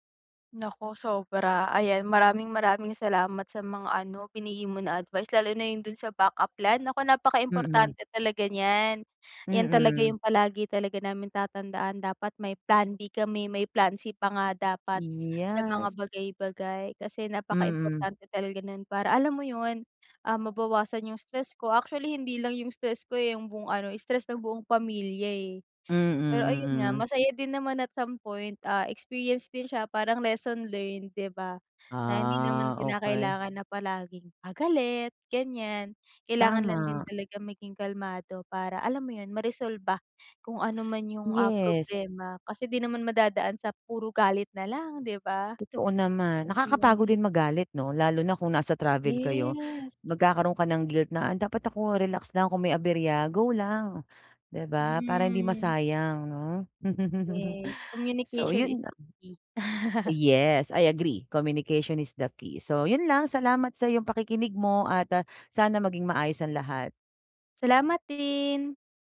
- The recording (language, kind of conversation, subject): Filipino, advice, Paano mo mababawasan ang stress at mas maayos na mahaharap ang pagkaantala sa paglalakbay?
- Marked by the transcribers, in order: tapping; drawn out: "Yes"; drawn out: "Ah"; other background noise; in English: "Yes, communication is the key"; laugh; in English: "Yes, I agree, communication is the key"; chuckle